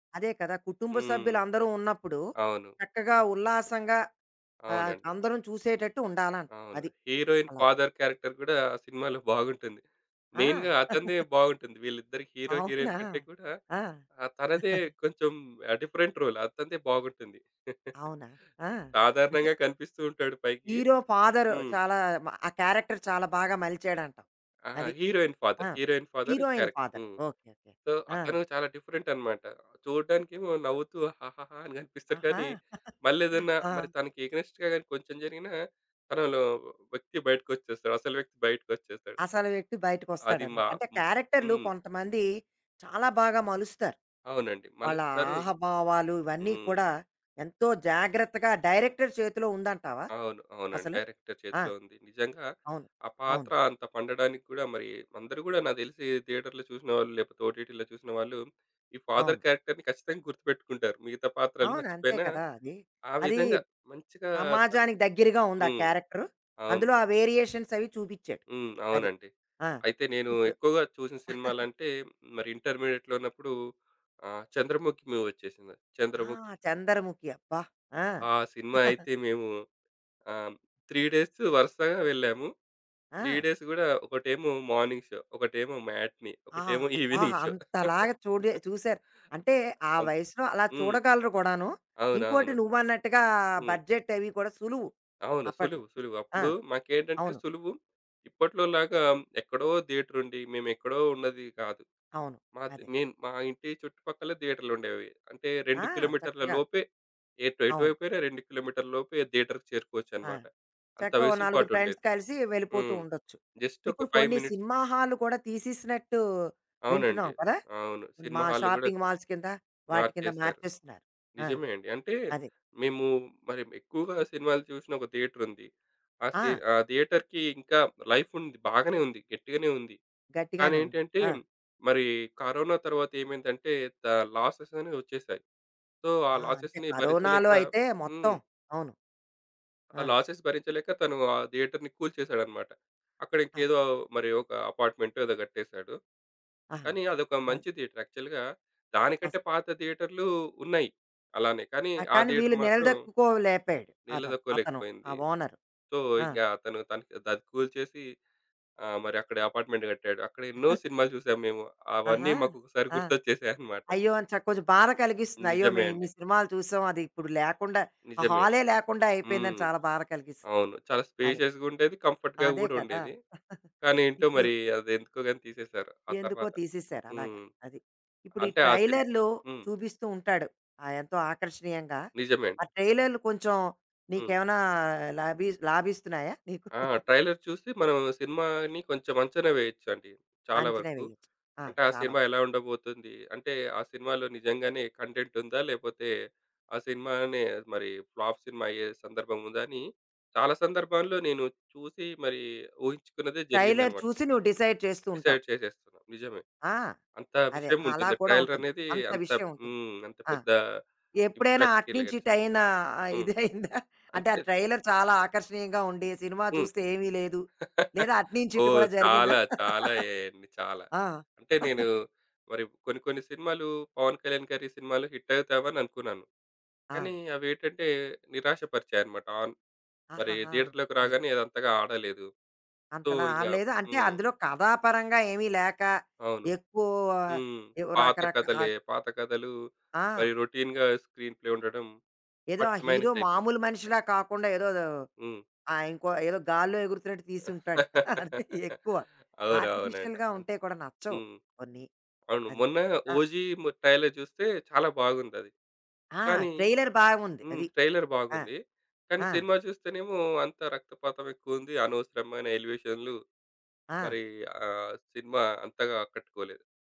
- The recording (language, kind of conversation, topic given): Telugu, podcast, సినిమాలు చూడాలన్న మీ ఆసక్తి కాలక్రమంలో ఎలా మారింది?
- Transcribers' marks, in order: in English: "హీరోయిన్ ఫాదర్ క్యారెక్టర్"; in English: "మెయిన్‌గా"; chuckle; in English: "హీరో, హీరోయిన్"; chuckle; in English: "డిఫరెంట్ రోల్"; chuckle; in English: "హీరో ఫాదర్"; in English: "క్యారెక్టర్"; in English: "హీరోయిన్ ఫాదర్, హీరోయిన్ ఫాదర్, క్యారెక్టర్"; in English: "హీరోయిన్ ఫాదర్"; in English: "సో"; in English: "డిఫరెంట్"; other noise; chuckle; in English: "ఎగనె‌స్ట్‌గా"; in English: "డైరెక్టర్"; in English: "డైరెక్టర్"; in English: "థియేటర్‌లో"; in English: "ఓటీటీలో"; in English: "ఫాదర్ క్యారెక్టర్‌ని"; in English: "వేరియేషన్స్"; chuckle; in English: "ఇంటర్మీడియేట్‌లో"; in English: "మూవీ"; chuckle; in English: "త్రీ"; in English: "త్రీ"; in English: "మార్నింగ్ షో"; in English: "మ్యాట్ని"; in English: "ఈవినింగ్ షో"; chuckle; in English: "బడ్జెట్"; in English: "థియేటర్‌కి"; in English: "ఫ్రెండ్స్"; in English: "జస్ట్"; in English: "ఫైవ్ మినిట్స్"; in English: "షాపింగ్ మాల్స్"; in English: "థియేటర్‌కి"; in English: "లైఫ్"; in English: "లాసెస్"; in English: "సో"; in English: "లాసెస్‌ని"; in English: "లాసెస్"; in English: "థియేటర్‌ని"; in English: "థియేటర్. యాక్చువల్‌గా"; in English: "థియేటర్"; in English: "సో"; in English: "అపార్ట్‌మెంట్"; chuckle; in English: "స్పేషియస్‌గా"; in English: "కంఫర్ట్‌గా"; chuckle; in English: "ట్రైలర్‌లో"; chuckle; in English: "ట్రైలర్"; in English: "కంటెంట్"; in English: "ఫ్లాఫ్"; in English: "ట్రైలర్"; in English: "డిసైడ్"; in English: "డిసైడ్"; in English: "ట్రైలర్"; in English: "ఇంపాక్ట్"; laughing while speaking: "ఇదైందా?"; in English: "ట్రైలర్"; chuckle; chuckle; in English: "సో"; in English: "రొటీన్‌గా స్క్రీన్ ప్లే"; other background noise; in English: "హీరో"; laugh; chuckle; in English: "ఆర్టిఫిషియల్‌గా"; in English: "ట్రైలర్"; in English: "ట్రైలర్"; in English: "ట్రైలర్"